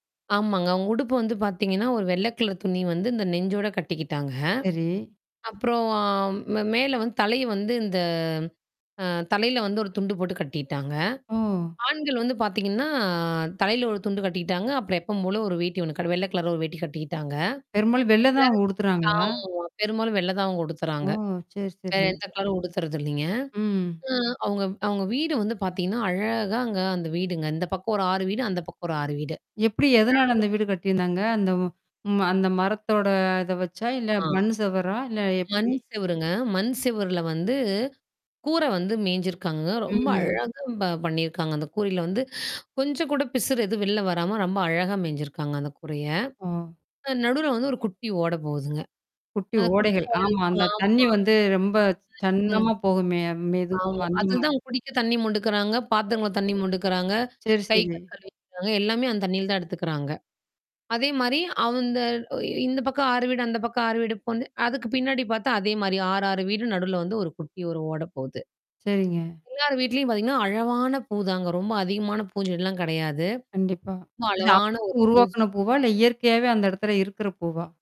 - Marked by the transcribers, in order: mechanical hum; drawn out: "அப்புறம்"; drawn out: "இந்த"; distorted speech; drawn out: "பார்த்தீங்கன்னா"; static; tapping; drawn out: "அழகாங்க"; drawn out: "ம்"; other noise; other background noise; "பூச்செடிலாம்" said as "பூஞ்செடிலாம்"
- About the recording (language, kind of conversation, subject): Tamil, podcast, நீங்கள் இயற்கையுடன் முதல் முறையாக தொடர்பு கொண்ட நினைவு என்ன?